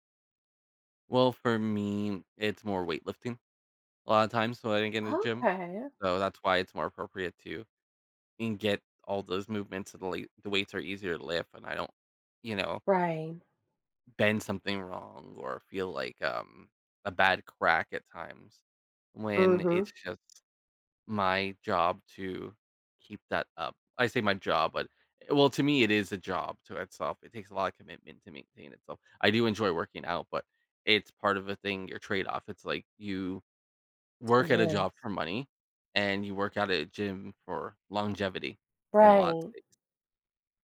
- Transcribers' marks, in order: other background noise; tapping
- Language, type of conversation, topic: English, unstructured, How can I balance enjoying life now and planning for long-term health?
- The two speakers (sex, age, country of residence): female, 30-34, United States; male, 30-34, United States